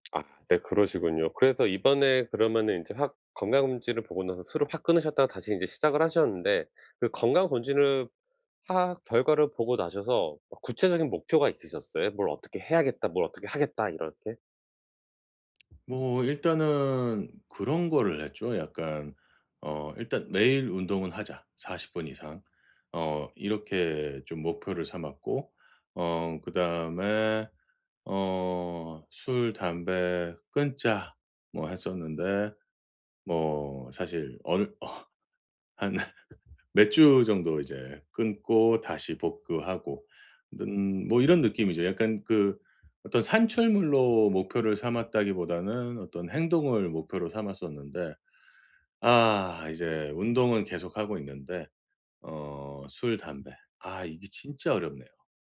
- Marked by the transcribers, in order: tapping; laughing while speaking: "어 한"; laugh
- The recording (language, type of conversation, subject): Korean, advice, 유혹을 느낄 때 어떻게 하면 잘 막을 수 있나요?